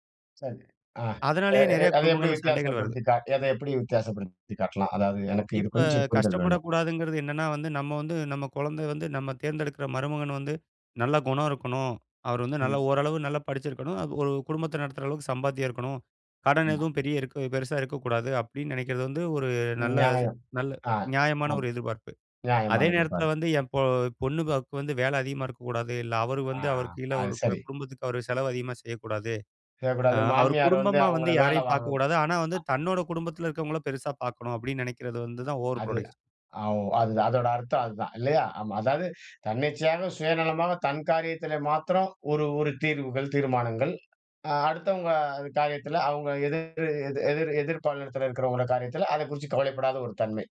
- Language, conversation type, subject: Tamil, podcast, திருமணத்தில் குடும்பத்தின் எதிர்பார்ப்புகள் எவ்வளவு பெரியதாக இருக்கின்றன?
- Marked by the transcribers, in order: unintelligible speech; in English: "ஓவர் ப்ரோடக்ஷன்"